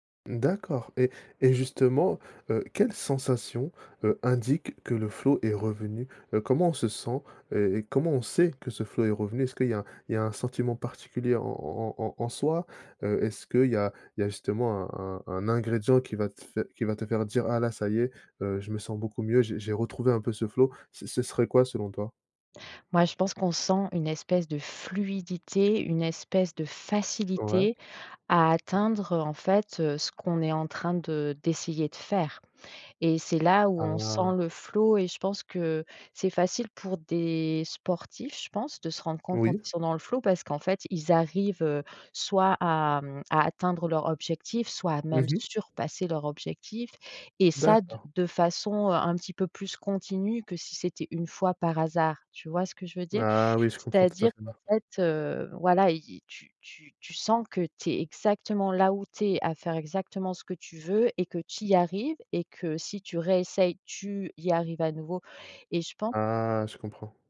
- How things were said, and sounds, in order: other background noise
- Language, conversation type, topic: French, podcast, Quel conseil donnerais-tu pour retrouver rapidement le flow ?